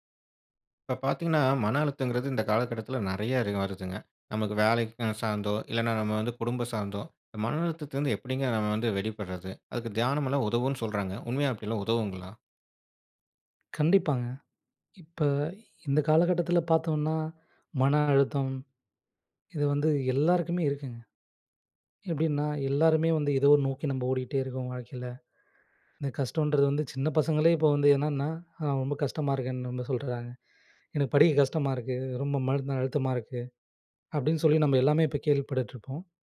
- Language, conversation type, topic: Tamil, podcast, பணச்சுமை இருக்கும்போது தியானம் எப்படி உதவும்?
- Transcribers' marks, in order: "மன" said as "மழு"